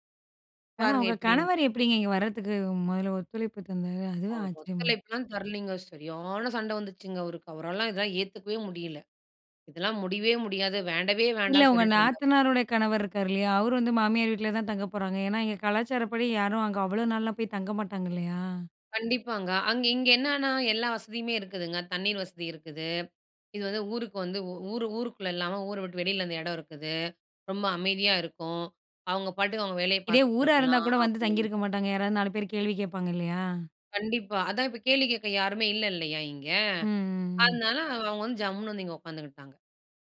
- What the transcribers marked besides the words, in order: "இதெல்லா" said as "இதா"; other background noise
- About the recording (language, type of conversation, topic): Tamil, podcast, உறவுகளில் மாற்றங்கள் ஏற்படும் போது நீங்கள் அதை எப்படிச் சமாளிக்கிறீர்கள்?